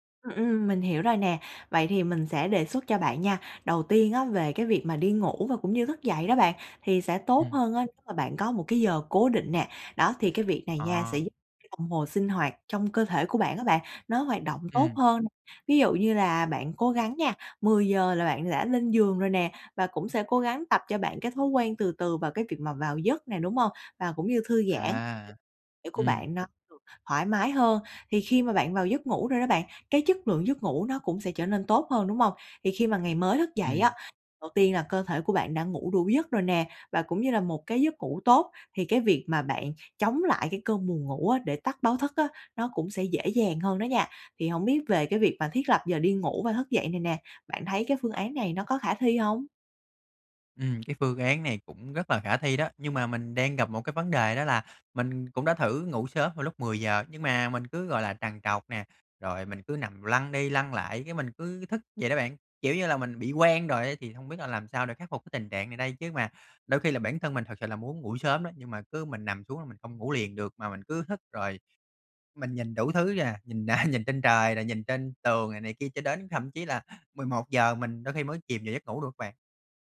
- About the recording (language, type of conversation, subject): Vietnamese, advice, Làm sao để cải thiện thói quen thức dậy đúng giờ mỗi ngày?
- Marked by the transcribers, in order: unintelligible speech; unintelligible speech; tapping; "hức" said as "thức"; chuckle